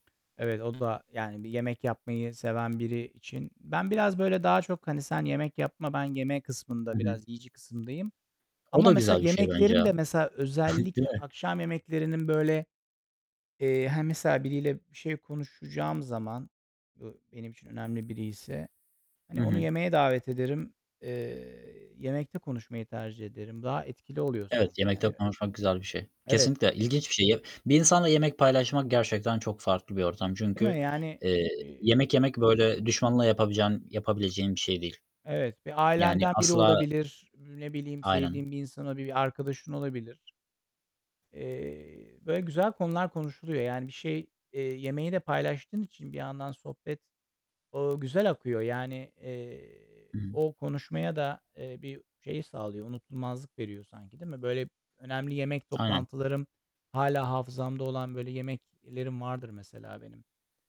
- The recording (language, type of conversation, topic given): Turkish, unstructured, Unutamadığın bir yemek anın var mı?
- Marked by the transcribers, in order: tapping; distorted speech; static; chuckle; other background noise